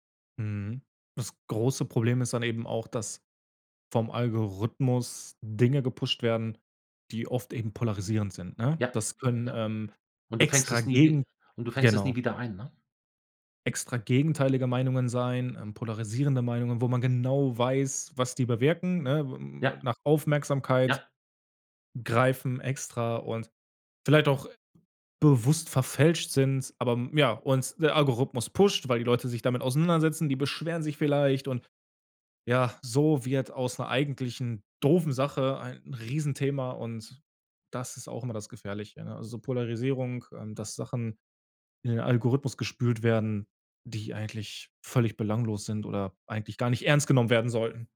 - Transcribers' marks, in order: none
- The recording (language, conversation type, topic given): German, podcast, Wie können Algorithmen unsere Meinungen beeinflussen?